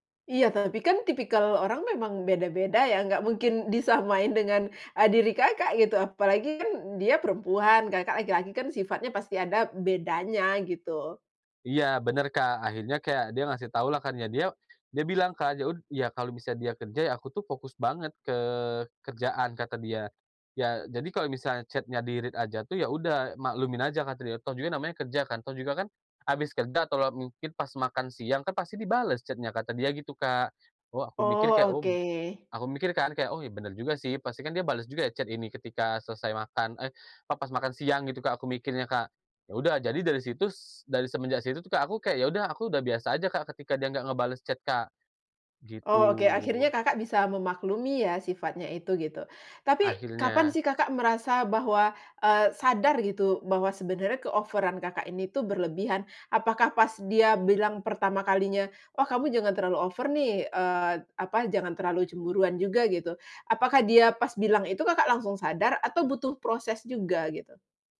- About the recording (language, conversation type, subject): Indonesian, podcast, Siapa orang yang paling mengubah cara pandangmu, dan bagaimana prosesnya?
- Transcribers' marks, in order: "misalnya" said as "misaya"; in English: "chat-nya di-read"; in English: "chat-nya"; in English: "chat"; in English: "chat"